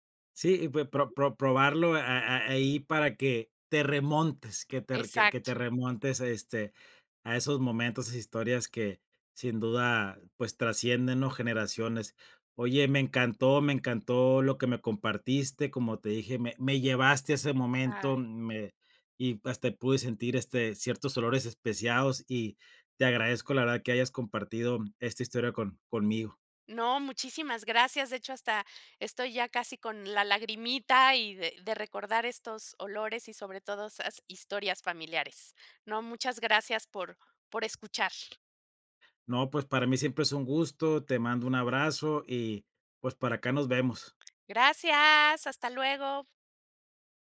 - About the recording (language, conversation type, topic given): Spanish, podcast, ¿Qué comida te recuerda a tu infancia y por qué?
- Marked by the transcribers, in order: tapping